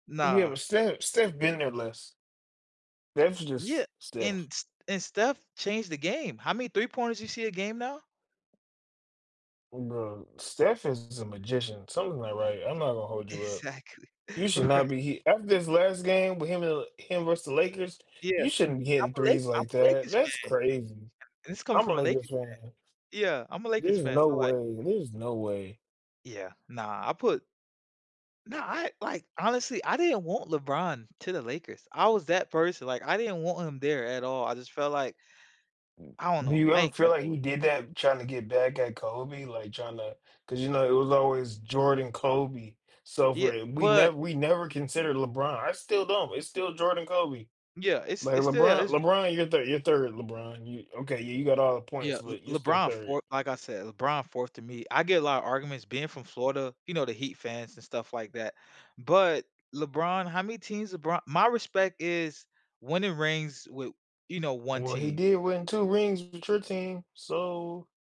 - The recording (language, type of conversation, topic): English, unstructured, How does customizing avatars in video games help players express themselves and feel more connected to the game?
- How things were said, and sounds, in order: laughing while speaking: "Exactly, right"; other background noise; other noise